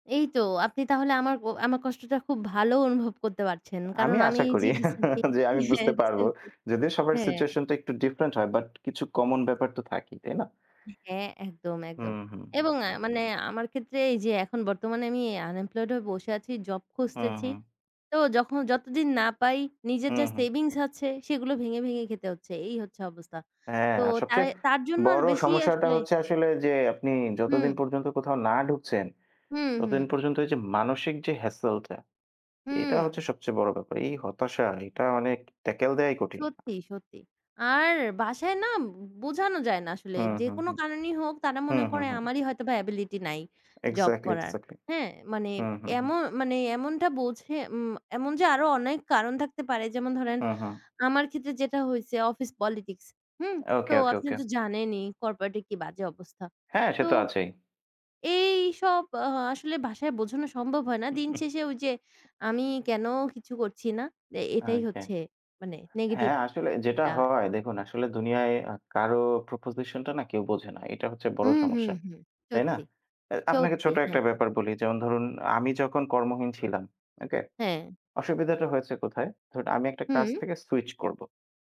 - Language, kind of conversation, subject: Bengali, unstructured, দরিদ্রতার কারণে কি মানুষ সহজেই হতাশায় ভোগে?
- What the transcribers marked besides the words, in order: chuckle; in English: "রিসেন্টলি"; in English: "রিসেন্টলি"; in English: "ডিফারেন্ট"; in English: "আনএমপ্লয়েড"; in English: "হেসেলটা"; in English: "ট্যাকল"; "কঠিন" said as "কটিন"; other background noise; in English: "এবিলিটি"; in English: "এক্সাক্টলি, এক্সাক্টলি"; in English: "কর্পোরেট"; chuckle; in English: "প্রপোজিশন"